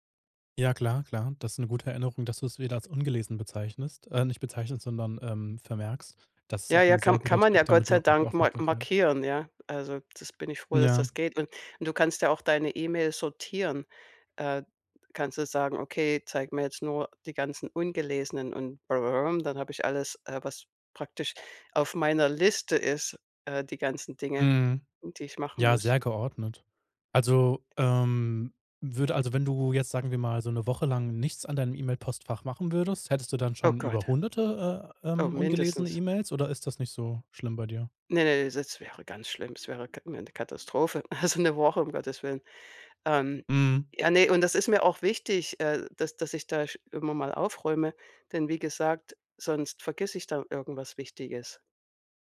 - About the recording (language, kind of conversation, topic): German, podcast, Wie hältst du dein E-Mail-Postfach dauerhaft aufgeräumt?
- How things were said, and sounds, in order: other noise; laughing while speaking: "also"